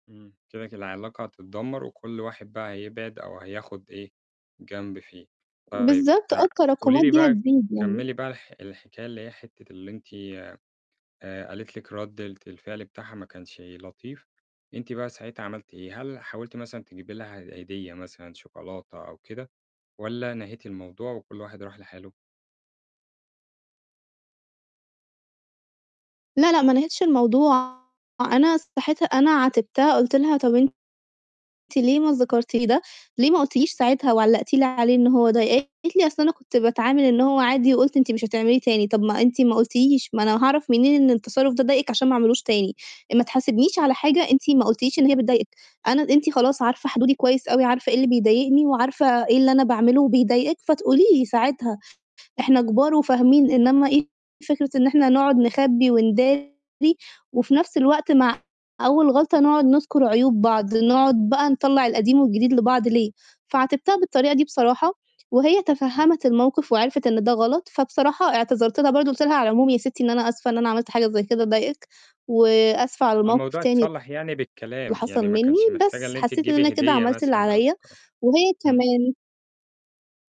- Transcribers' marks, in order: distorted speech; tapping
- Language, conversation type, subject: Arabic, podcast, إزاي تقدروا تصلّحوا علاقتكم بعد زعل كبير بينكم؟